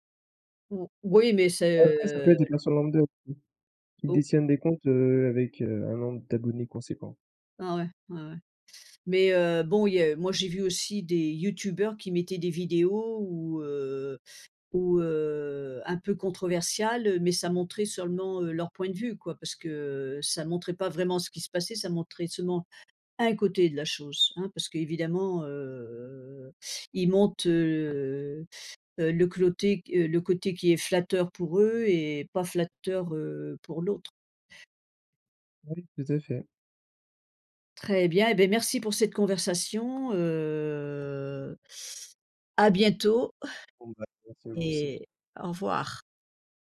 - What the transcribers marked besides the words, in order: tapping; in English: "controversiales"; stressed: "un"; drawn out: "heu"; "côté" said as "clôté"; drawn out: "Heu"; chuckle
- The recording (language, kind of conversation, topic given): French, unstructured, Penses-tu que les réseaux sociaux divisent davantage qu’ils ne rapprochent les gens ?
- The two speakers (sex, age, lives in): female, 65-69, United States; male, 20-24, France